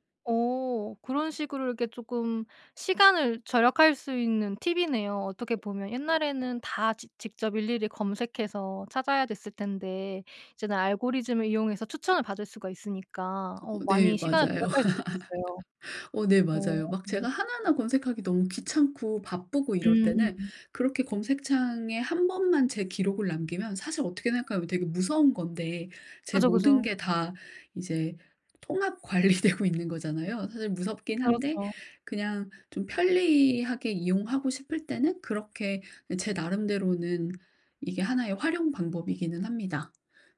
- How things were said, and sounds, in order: tapping; laugh; laughing while speaking: "관리되고"
- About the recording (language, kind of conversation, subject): Korean, podcast, 유튜브 알고리즘이 우리의 취향을 형성하는 방식에 대해 어떻게 생각하시나요?